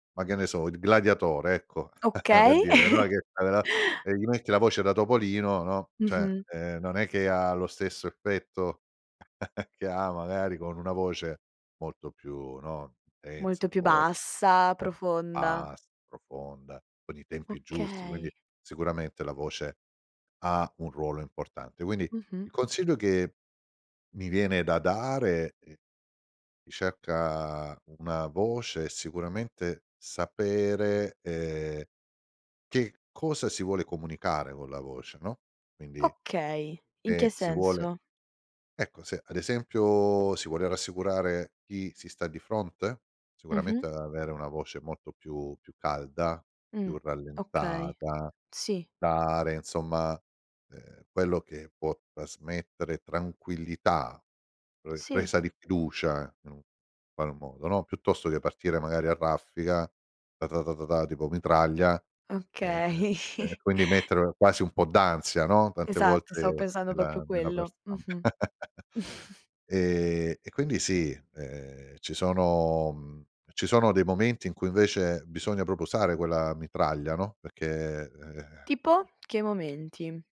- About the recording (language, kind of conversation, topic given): Italian, podcast, Che consiglio daresti a chi cerca la propria voce nello stile?
- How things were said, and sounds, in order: tapping; chuckle; chuckle; unintelligible speech; other background noise; "raffica" said as "raffiga"; chuckle; unintelligible speech; chuckle; snort